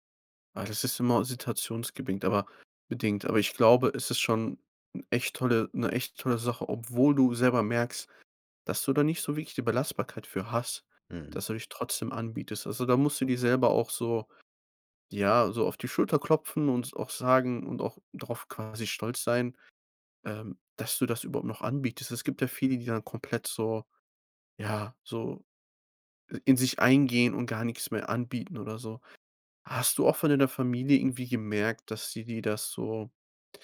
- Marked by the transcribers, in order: "situationsbedingt" said as "situationsgebingt"
- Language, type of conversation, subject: German, advice, Wie kann ich mit Schuldgefühlen gegenüber meiner Familie umgehen, weil ich weniger belastbar bin?